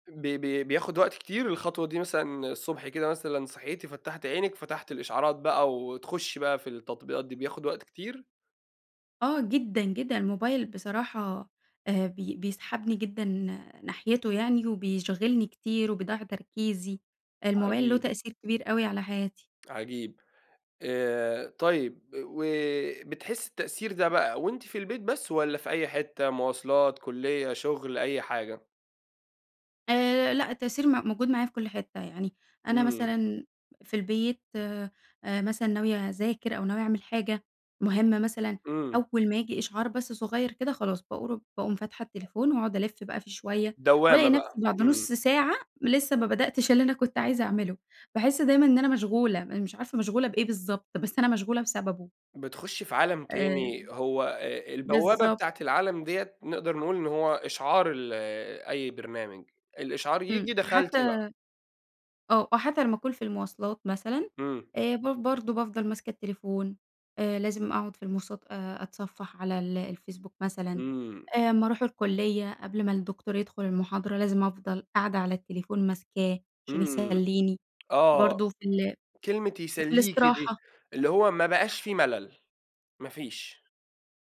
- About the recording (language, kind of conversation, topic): Arabic, podcast, إزاي الموبايل بيأثر على يومك؟
- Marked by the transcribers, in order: none